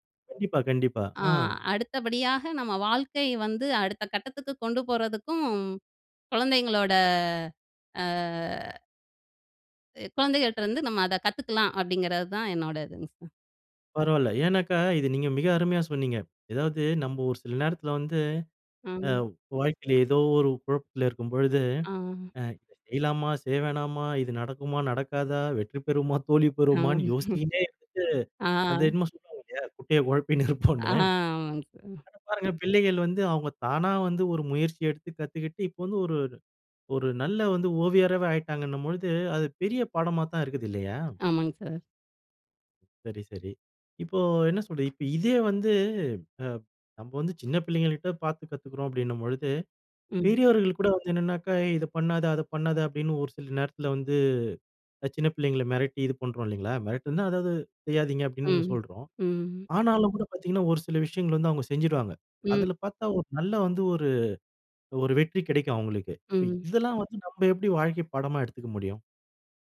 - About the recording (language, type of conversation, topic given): Tamil, podcast, குழந்தைகளிடம் இருந்து நீங்கள் கற்றுக்கொண்ட எளிய வாழ்க்கைப் பாடம் என்ன?
- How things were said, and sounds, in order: chuckle; laughing while speaking: "குட்டையை குழப்பினு இருப்போம்னு"; other background noise